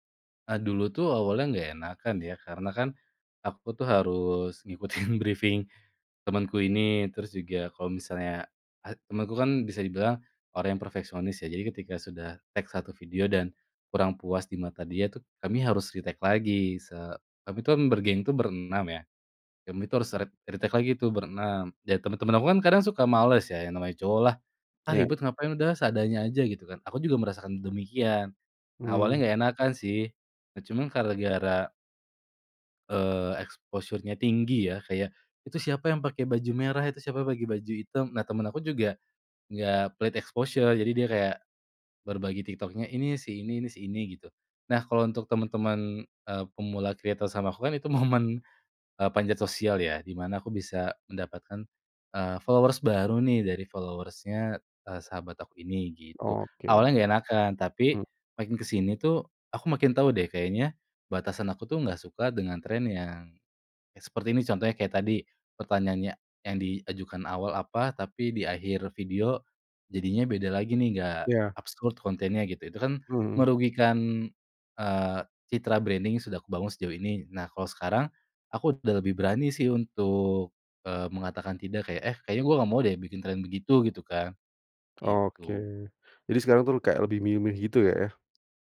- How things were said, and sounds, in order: chuckle; in English: "briefing"; in English: "take"; in English: "retake"; in English: "retake"; in English: "exposure-nya"; in English: "exposure"; laughing while speaking: "momen"; in English: "followers"; in English: "followers-nya"; in English: "branding"
- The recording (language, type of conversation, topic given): Indonesian, podcast, Pernah nggak kamu ikutan tren meski nggak sreg, kenapa?